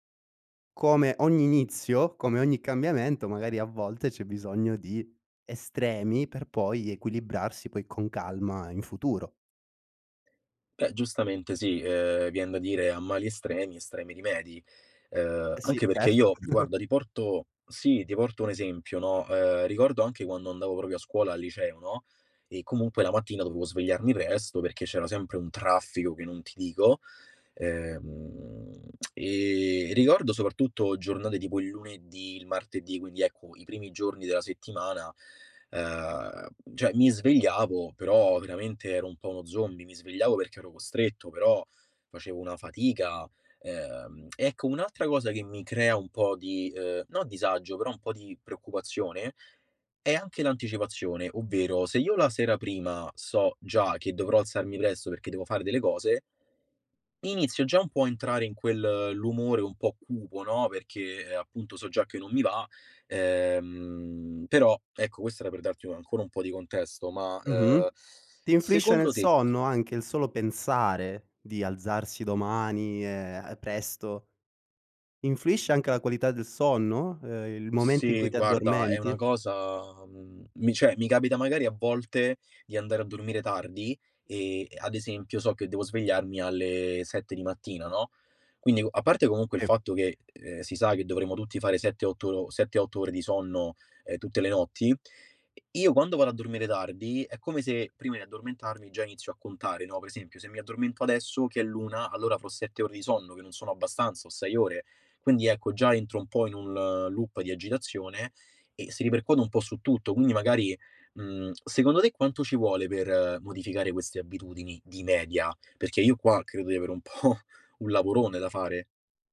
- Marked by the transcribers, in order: tapping; other background noise; chuckle; "proprio" said as "propio"; tongue click; "cioè" said as "ceh"; lip smack; "anticipazione" said as "anticepazione"; "cioè" said as "ceh"; "per" said as "pe"; "avrò" said as "afrò"; "un" said as "ul"; in English: "loop"; laughing while speaking: "po'"
- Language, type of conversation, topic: Italian, advice, Come posso superare le difficoltà nel svegliarmi presto e mantenere una routine mattutina costante?